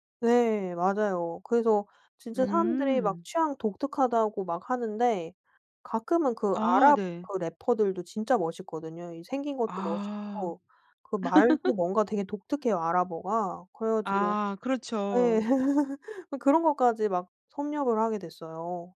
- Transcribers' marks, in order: tapping; laugh; laugh
- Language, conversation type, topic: Korean, podcast, 미디어(라디오, TV, 유튜브)가 너의 음악 취향을 어떻게 만들었어?